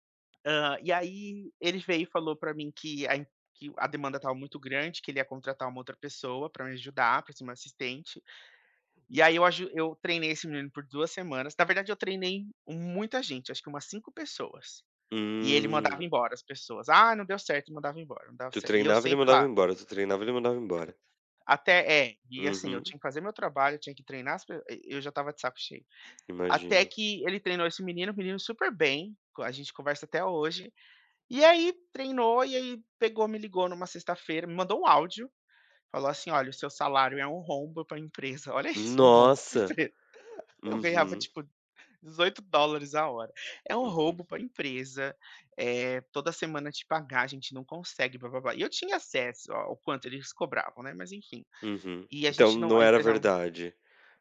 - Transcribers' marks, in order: tapping; other background noise; laughing while speaking: "isso"; laughing while speaking: "para empresa"
- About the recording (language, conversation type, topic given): Portuguese, advice, Como posso lidar com a perda inesperada do emprego e replanejar minha vida?